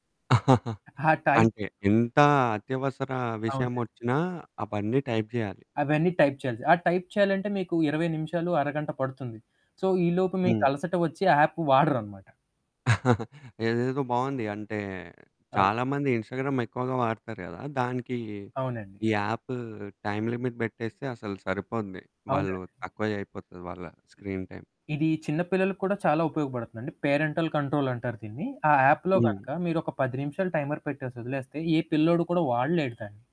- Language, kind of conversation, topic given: Telugu, podcast, స్మార్ట్‌ఫోన్ లేకుండా మీరు ఒక రోజు ఎలా గడుపుతారు?
- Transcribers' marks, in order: giggle; in English: "టైప్"; other background noise; static; in English: "టైప్"; in English: "టైప్"; in English: "సో"; giggle; in English: "ఇన్స్టాగ్రామ్"; in English: "టైమ్ లిమిట్"; in English: "స్క్రీన్ టైమ్"; in English: "పేరెంటల్ కంట్రోల్"; in English: "యాప్‌లో"; in English: "టైమర్"